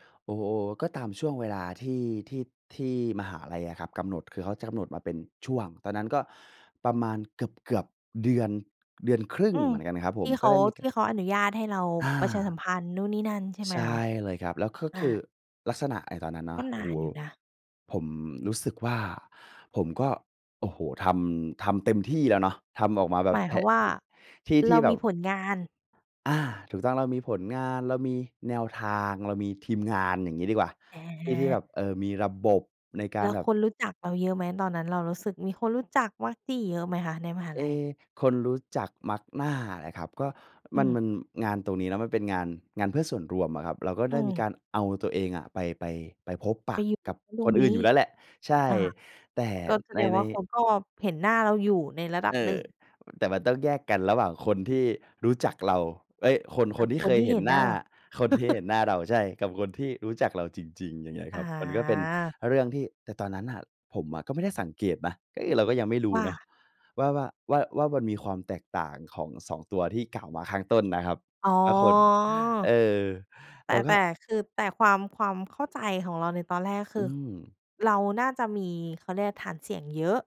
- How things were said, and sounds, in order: chuckle; drawn out: "อ๋อ"
- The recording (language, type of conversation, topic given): Thai, podcast, เคยล้มเหลวแล้วกลับมาประสบความสำเร็จได้ไหม เล่าให้ฟังหน่อยได้ไหม?